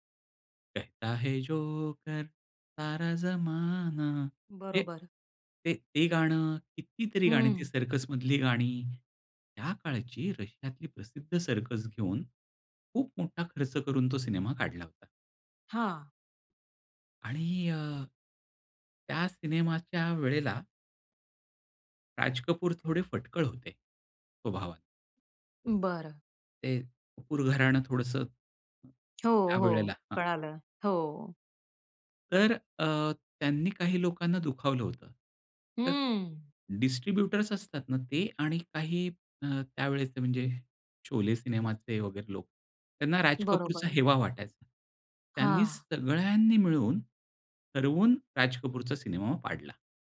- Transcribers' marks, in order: in Hindi: "कहता है जोकर, सारा जमाना"; singing: "कहता है जोकर, सारा जमाना"; other background noise; tapping; in English: "डिस्ट्रिब्युटर्स"
- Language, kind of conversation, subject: Marathi, podcast, तुमच्या आयुष्यातील सर्वात आवडती संगीताची आठवण कोणती आहे?